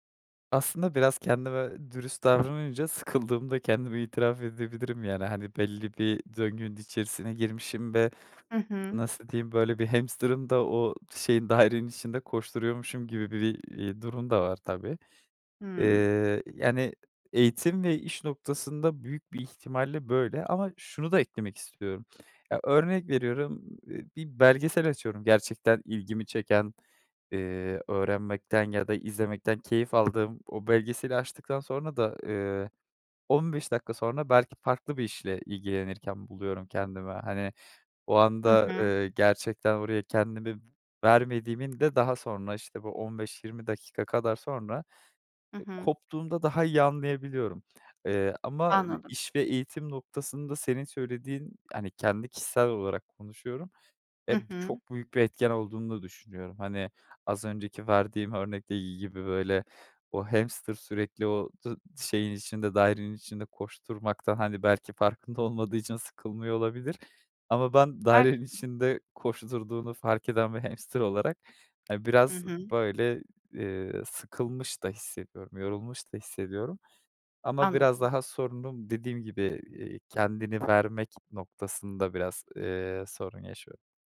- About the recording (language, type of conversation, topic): Turkish, advice, Günlük yaşamda dikkat ve farkındalık eksikliği sizi nasıl etkiliyor?
- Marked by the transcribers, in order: other background noise; tapping